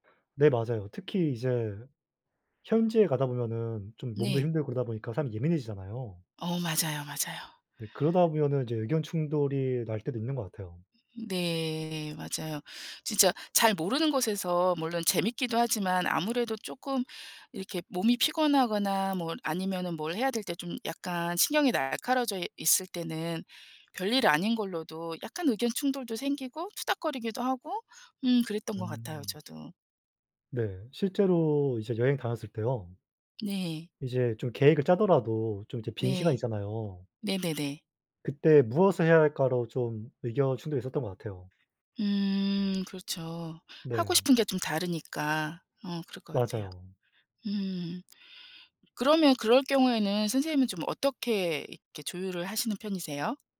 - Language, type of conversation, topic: Korean, unstructured, 친구와 여행을 갈 때 의견 충돌이 생기면 어떻게 해결하시나요?
- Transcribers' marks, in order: tapping; other background noise